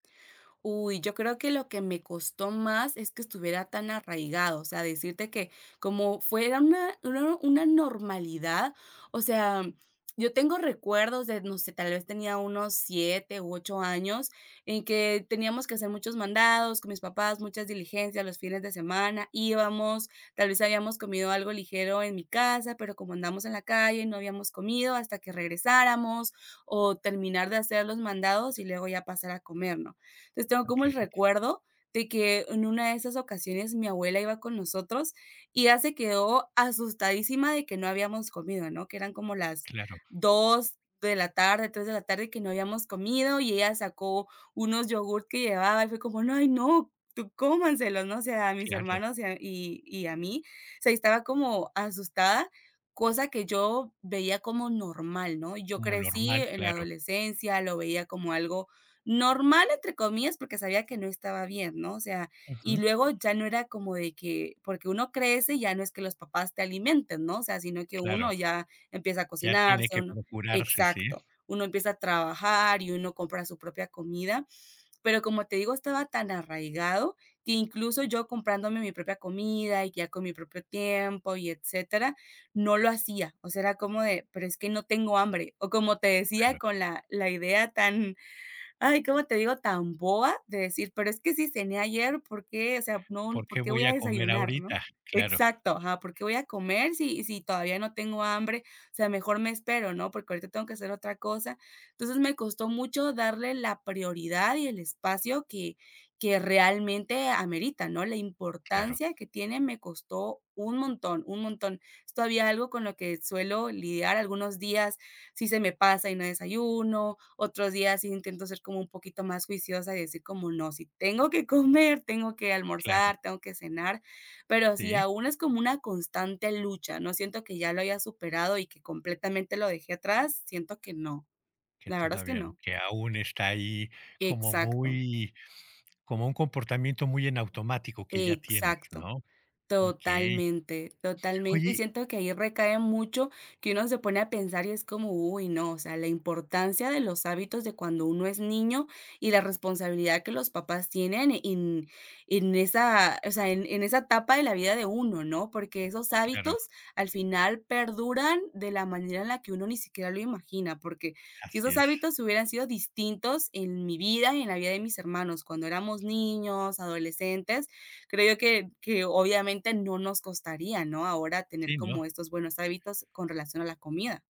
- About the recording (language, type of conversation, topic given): Spanish, podcast, ¿Qué hábito de salud te ha cambiado la vida?
- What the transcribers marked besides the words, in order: other noise; inhale; tapping; laughing while speaking: "comer"; inhale; other background noise